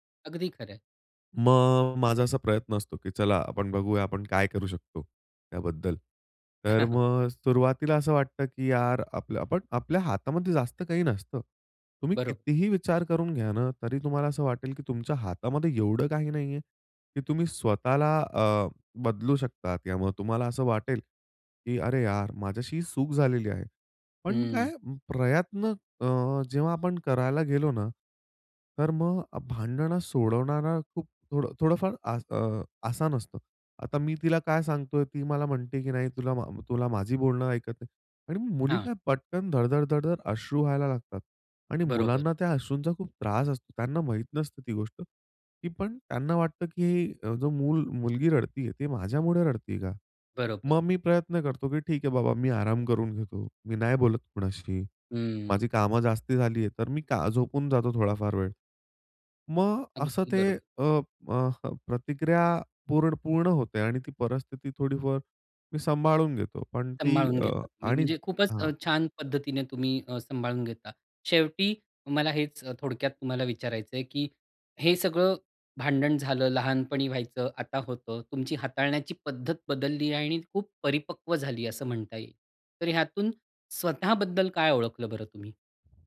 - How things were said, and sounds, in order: chuckle; in Hindi: "आसान"
- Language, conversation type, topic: Marathi, podcast, भांडणानंतर घरातलं नातं पुन्हा कसं मजबूत करतोस?